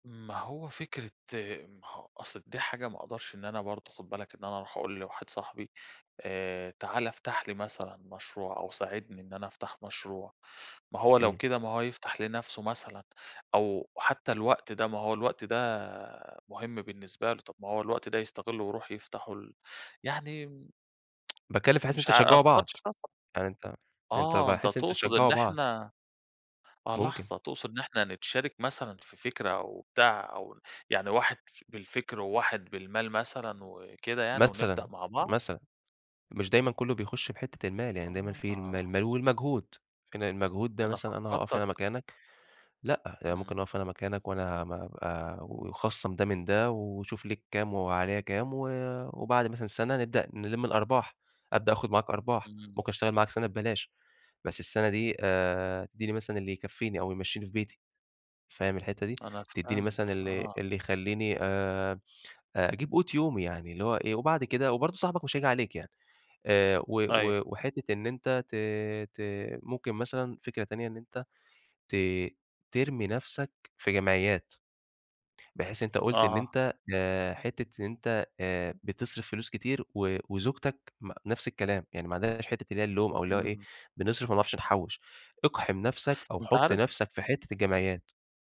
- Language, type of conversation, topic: Arabic, advice, إزاي أتعامل مع خوفي إني مايبقاش عندي مدخرات كفاية وقت التقاعد؟
- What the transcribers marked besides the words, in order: tsk; tapping; unintelligible speech; other background noise